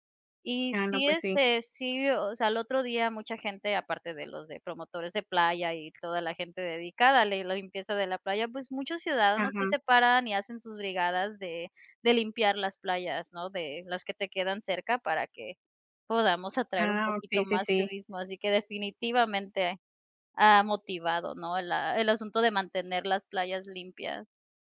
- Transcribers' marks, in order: none
- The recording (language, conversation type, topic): Spanish, unstructured, ¿Qué opinas sobre la gente que no recoge la basura en la calle?